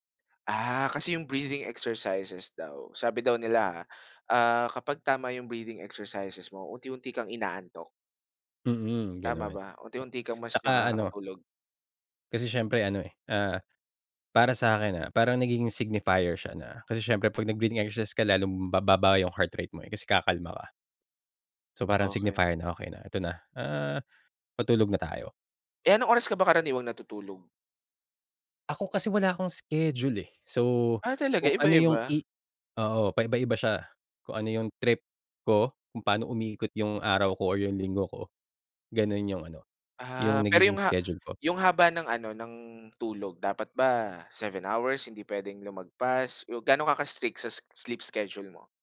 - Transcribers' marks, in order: in English: "signifier"; in English: "signifier"
- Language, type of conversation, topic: Filipino, podcast, Ano ang papel ng pagtulog sa pamamahala ng stress mo?